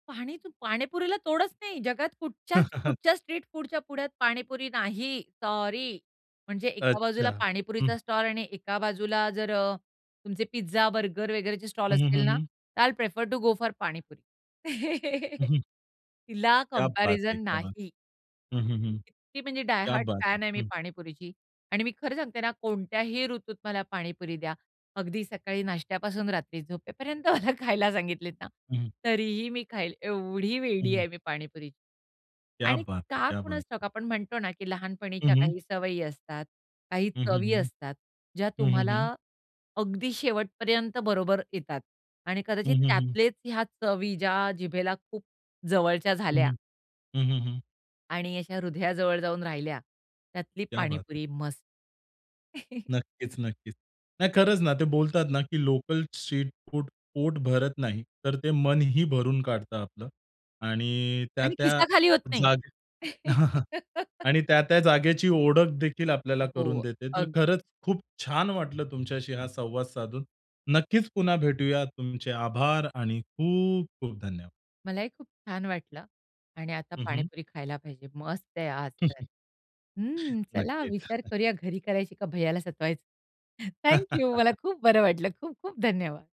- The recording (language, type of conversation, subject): Marathi, podcast, तुम्हाला स्थानिक रस्त्यावरच्या खाण्यापिण्याचा सर्वात आवडलेला अनुभव कोणता आहे?
- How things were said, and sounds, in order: chuckle; stressed: "सॉरी"; tapping; in English: "आय विल प्रिफर टू गो फॉर"; chuckle; in Hindi: "क्या बात है! क्या बात है!"; other background noise; in Hindi: "क्या बात है!"; in English: "डाय हार्ड"; laughing while speaking: "मला खायला"; in Hindi: "क्या बात है! क्या बात है!"; in Hindi: "क्या बात है!"; chuckle; chuckle; laugh; chuckle; chuckle; joyful: "थँक यू. मला खूप बरं वाटलं. खूप-खूप धन्यवाद"; chuckle